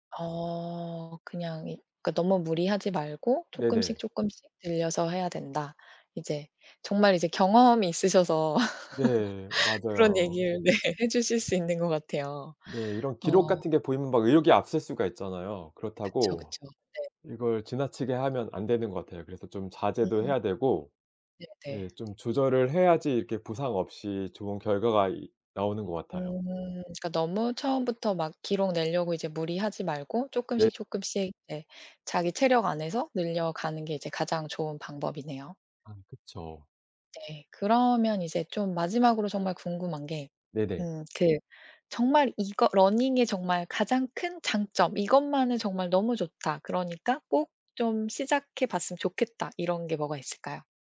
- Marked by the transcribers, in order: other background noise; laugh; laughing while speaking: "그런 얘기를 네"; tapping
- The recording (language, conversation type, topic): Korean, podcast, 초보자에게 가장 쉬운 입문 팁은 뭔가요?